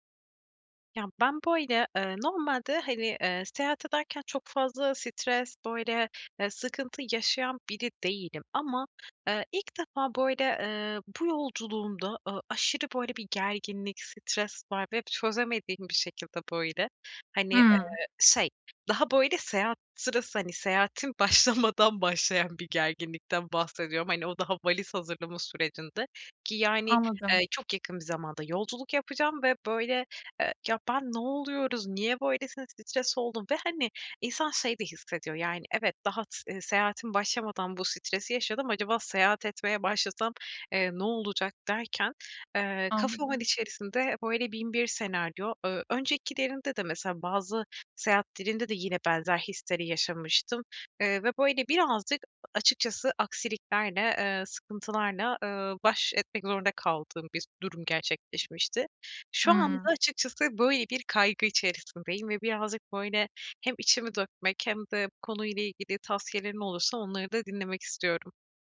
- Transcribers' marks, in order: laughing while speaking: "başlamadan"
- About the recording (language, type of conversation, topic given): Turkish, advice, Seyahat sırasında yaşadığım stres ve aksiliklerle nasıl başa çıkabilirim?